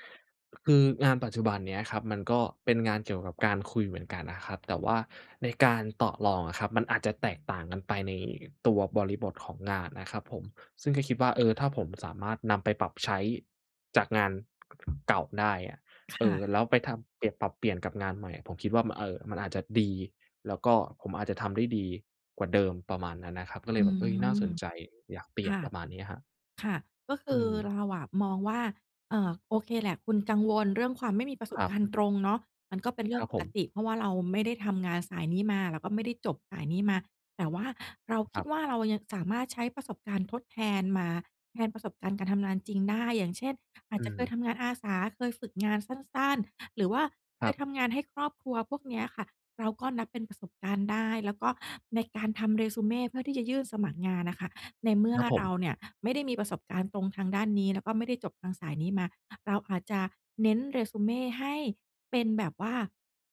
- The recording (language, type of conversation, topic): Thai, advice, คุณกลัวอะไรเกี่ยวกับการเริ่มงานใหม่หรือการเปลี่ยนสายอาชีพบ้าง?
- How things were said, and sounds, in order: tapping; other background noise